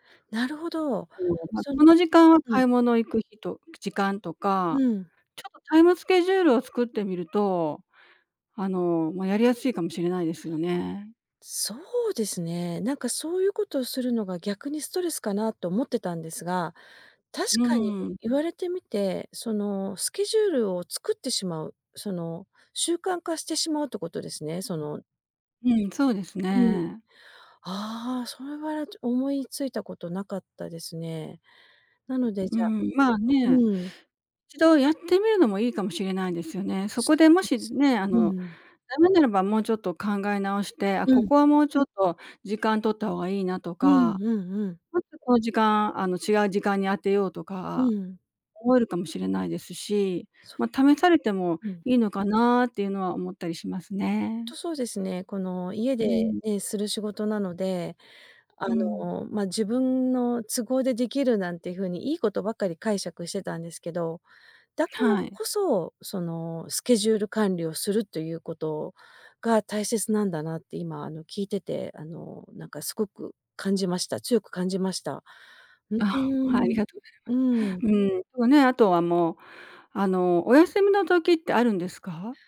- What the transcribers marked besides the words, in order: other background noise
- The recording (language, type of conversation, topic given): Japanese, advice, 仕事が忙しくて自炊する時間がないのですが、どうすればいいですか？